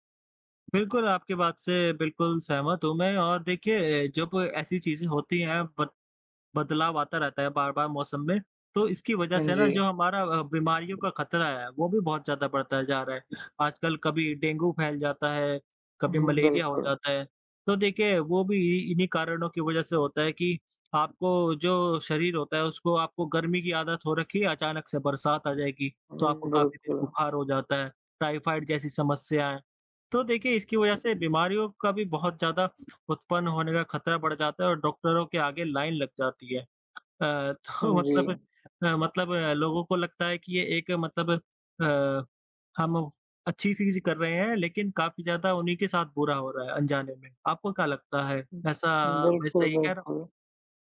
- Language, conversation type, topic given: Hindi, unstructured, क्या जलवायु परिवर्तन को रोकने के लिए नीतियाँ और अधिक सख्त करनी चाहिए?
- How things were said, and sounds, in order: other background noise; tapping; in English: "लाइन"; laughing while speaking: "तो मतलब"